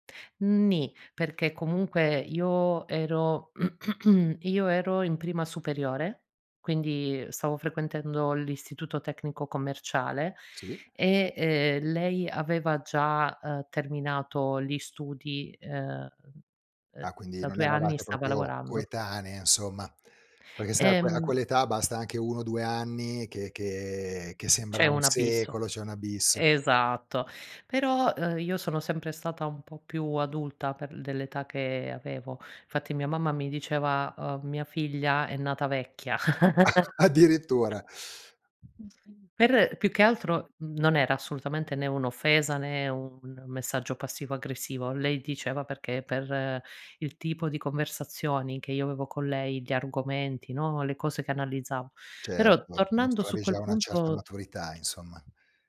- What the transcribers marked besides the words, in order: throat clearing; "frequentando" said as "frequentendo"; "Infatti" said as "nfatti"; chuckle; laugh; background speech; tapping
- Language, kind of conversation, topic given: Italian, podcast, Qual è una storia di amicizia che non dimenticherai mai?